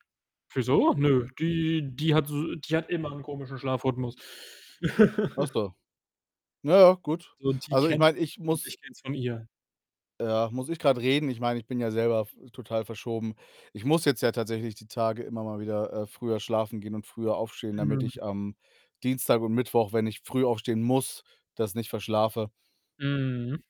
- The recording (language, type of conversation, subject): German, unstructured, Findest du, dass die Regierung genug gegen soziale Probleme unternimmt?
- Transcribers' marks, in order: distorted speech; laugh